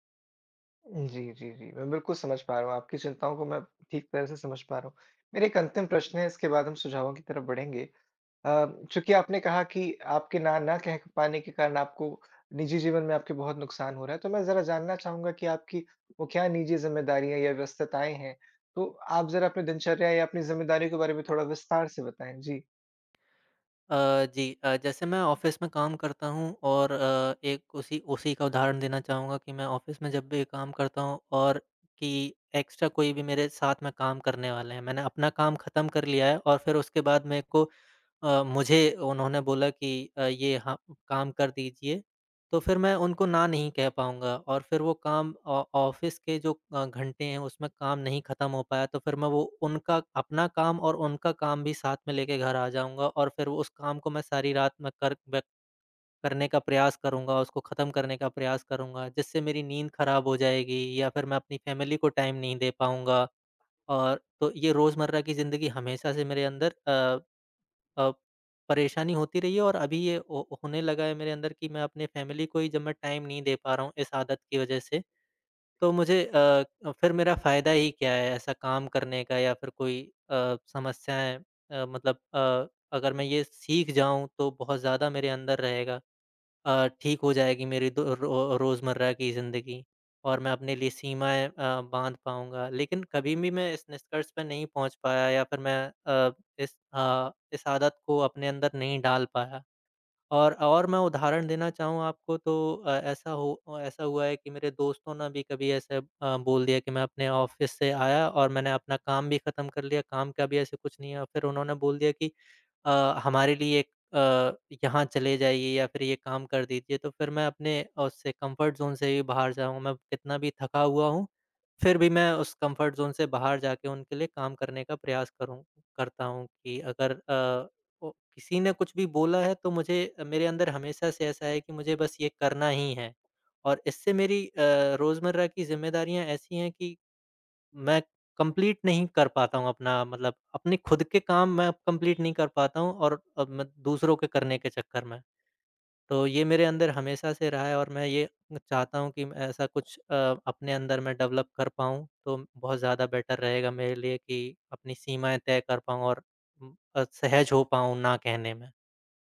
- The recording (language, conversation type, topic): Hindi, advice, आप अपनी सीमाएँ तय करने और किसी को ‘न’ कहने में असहज क्यों महसूस करते हैं?
- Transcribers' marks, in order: in English: "ऑफिस"; in English: "ऑफिस"; in English: "एक्स्ट्रा"; in English: "ऑ ऑफिस"; in English: "फैमिली"; in English: "टाइम"; in English: "फैमिली"; in English: "टाइम"; in English: "ऑफिस"; in English: "कम्फर्ट ज़ोन"; in English: "कम्फर्ट ज़ोन"; in English: "कंप्लीट"; in English: "कंप्लीट"; other background noise; in English: "डेवलप"; in English: "बेटर"; tapping